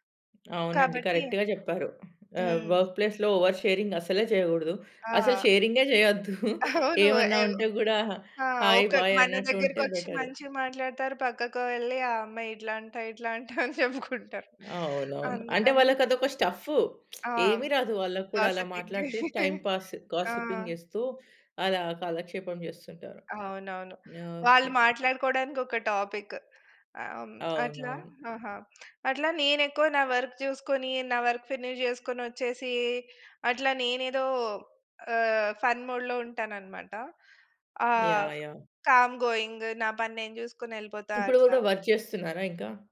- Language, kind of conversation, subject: Telugu, podcast, మీరు తీసుకున్న చిన్న నిర్ణయం వల్ల మీ జీవితంలో పెద్ద మార్పు వచ్చిందా? ఒక ఉదాహరణ చెబుతారా?
- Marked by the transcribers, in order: in English: "కరెక్ట్‌గా"; in English: "వర్క్ ప్లేస్‌లో, ఓవర్ షేరింగ్"; laughing while speaking: "అవును"; giggle; laughing while speaking: "చెప్పుకుంటారు"; lip smack; in English: "టైమ్ పాస్"; giggle; in English: "టాపిక్"; in English: "వర్క్"; in English: "వర్క్ ఫినిష్"; in English: "ఫన్ మోడ్‌లో"; in English: "కామ్"; in English: "వర్క్"